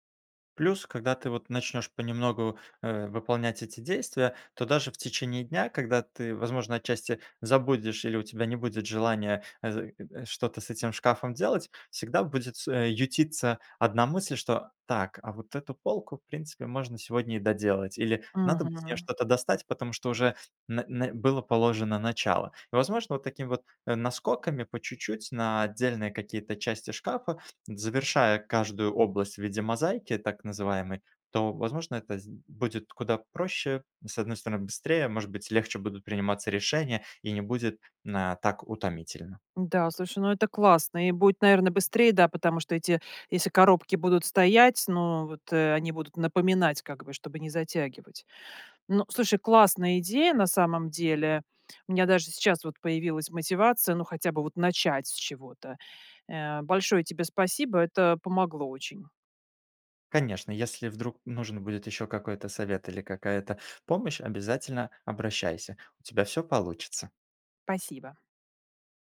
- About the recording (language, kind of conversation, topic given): Russian, advice, Как постоянные отвлечения мешают вам завершить запланированные дела?
- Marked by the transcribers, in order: unintelligible speech; "будет" said as "буэт"; "Спасибо" said as "пасиба"